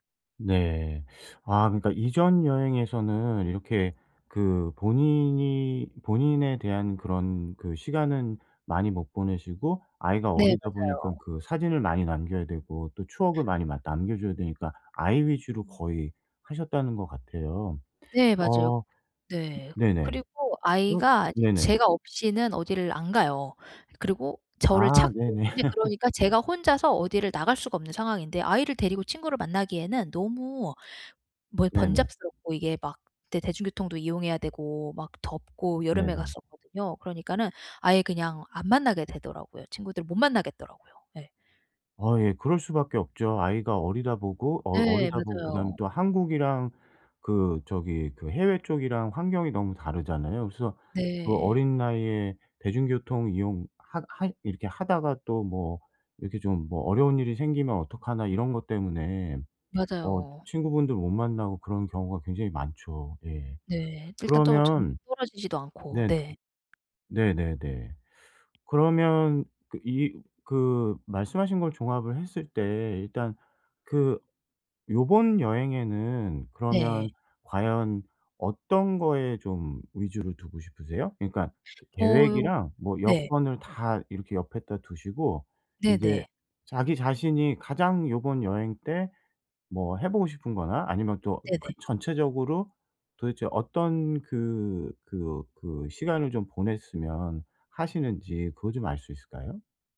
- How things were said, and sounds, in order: other background noise; laugh; unintelligible speech
- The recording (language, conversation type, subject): Korean, advice, 짧은 휴가 기간을 최대한 효율적이고 알차게 보내려면 어떻게 계획하면 좋을까요?